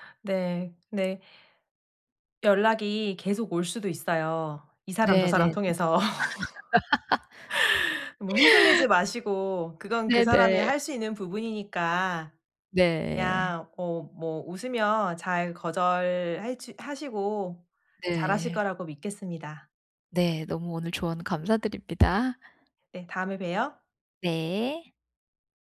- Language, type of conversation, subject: Korean, advice, 과도한 요청을 정중히 거절하려면 어떻게 말하고 어떤 태도를 취하는 것이 좋을까요?
- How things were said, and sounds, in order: laugh